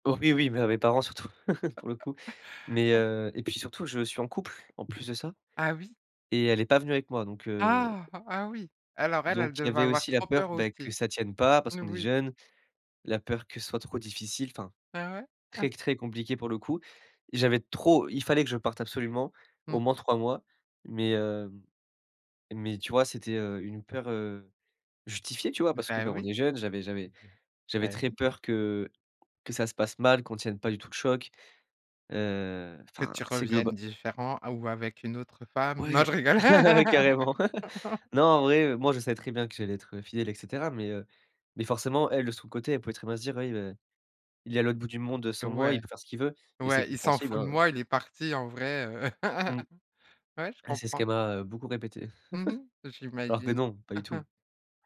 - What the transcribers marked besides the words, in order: other noise; chuckle; tapping; chuckle; laugh; laughing while speaking: "carrément !"; laugh; laugh; laugh
- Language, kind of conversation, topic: French, podcast, Quelle peur as-tu surmontée en voyage ?